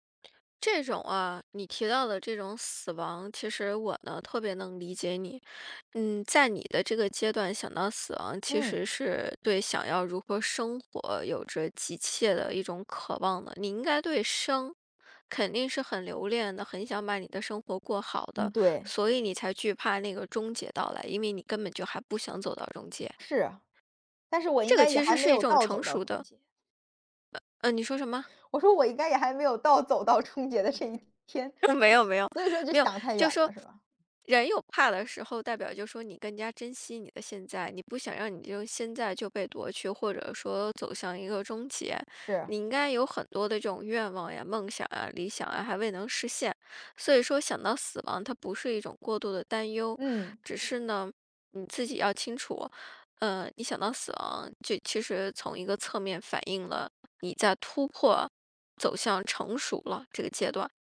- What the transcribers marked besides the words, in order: laughing while speaking: "应该也还没有到走到终结的这一天"; laughing while speaking: "没有 没有"; tapping
- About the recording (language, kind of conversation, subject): Chinese, advice, 我想停止过度担心，但不知道该从哪里开始，该怎么办？